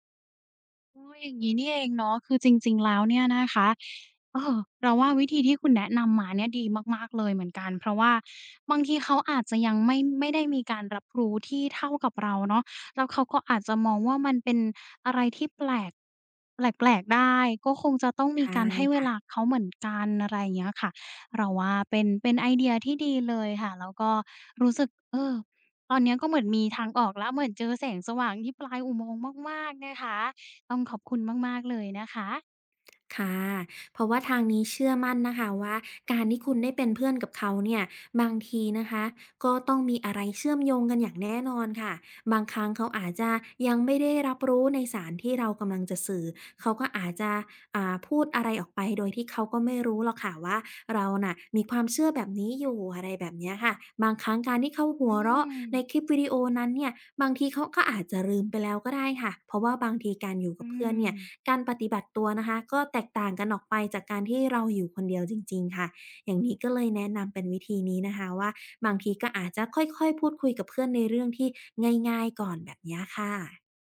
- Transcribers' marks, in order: drawn out: "ใช่"; drawn out: "ค่ะ"; drawn out: "อืม"
- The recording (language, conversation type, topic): Thai, advice, คุณเคยต้องซ่อนความชอบหรือความเชื่อของตัวเองเพื่อให้เข้ากับกลุ่มไหม?